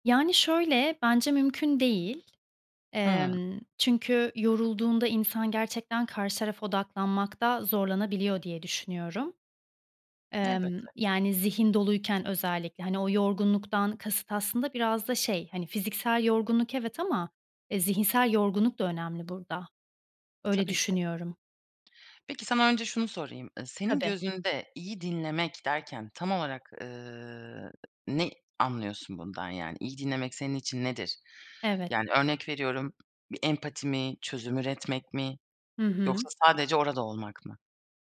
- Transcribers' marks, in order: other background noise
- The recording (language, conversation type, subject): Turkish, podcast, Yorulduğunda ya da stresliyken iyi dinleyebilmek mümkün mü?